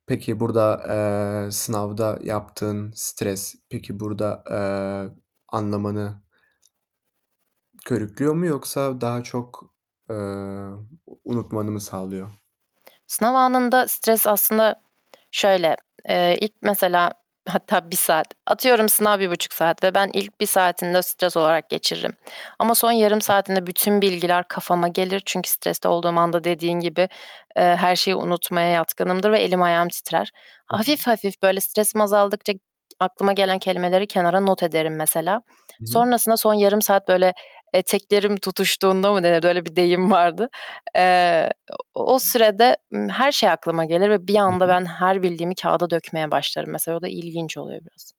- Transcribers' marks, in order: tapping; other background noise; laughing while speaking: "vardı"; distorted speech
- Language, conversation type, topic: Turkish, podcast, Hangi öğrenme yöntemleri sana daha çok uyuyor ve neden?